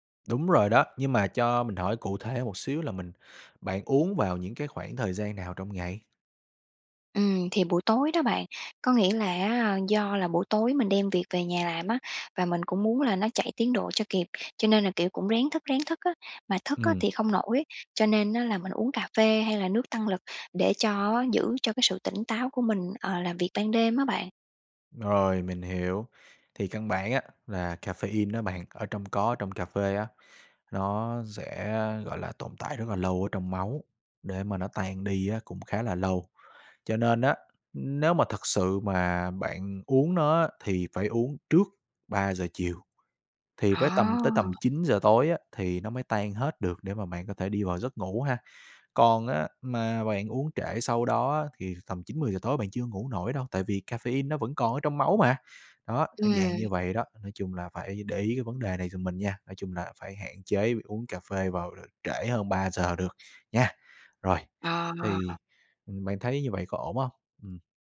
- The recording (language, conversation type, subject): Vietnamese, advice, Vì sao tôi thức giấc nhiều lần giữa đêm và sáng hôm sau lại kiệt sức?
- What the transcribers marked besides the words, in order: other background noise; tapping